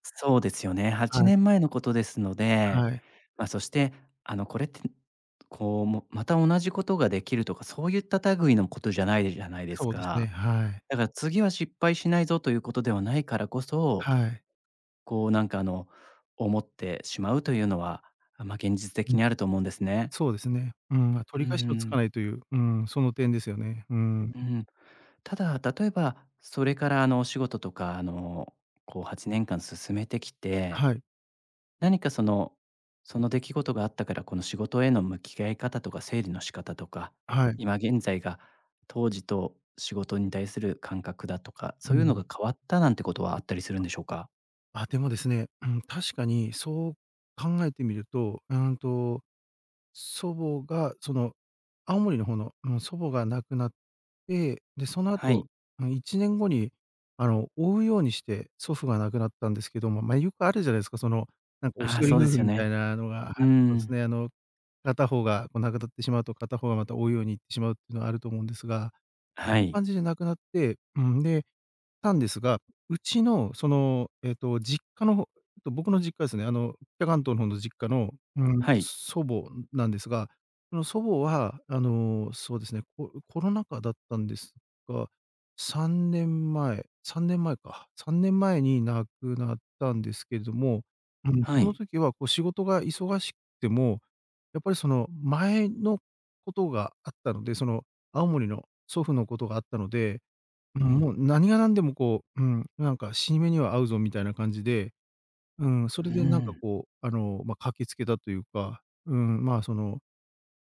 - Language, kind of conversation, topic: Japanese, advice, 過去の出来事を何度も思い出して落ち込んでしまうのは、どうしたらよいですか？
- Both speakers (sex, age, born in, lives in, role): male, 40-44, Japan, Japan, advisor; male, 40-44, Japan, Japan, user
- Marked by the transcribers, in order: tapping